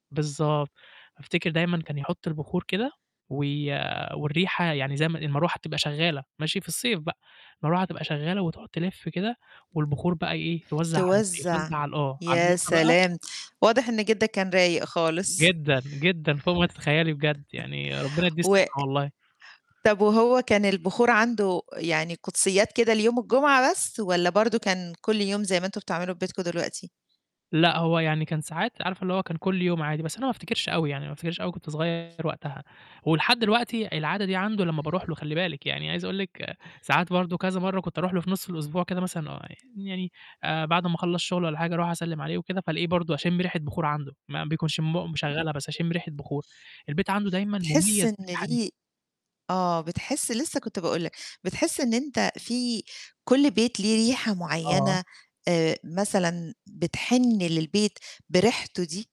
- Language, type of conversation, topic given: Arabic, podcast, إزاي بتستخدم الروائح عشان ترتاح، زي البخور أو العطر؟
- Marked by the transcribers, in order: static; unintelligible speech; chuckle; distorted speech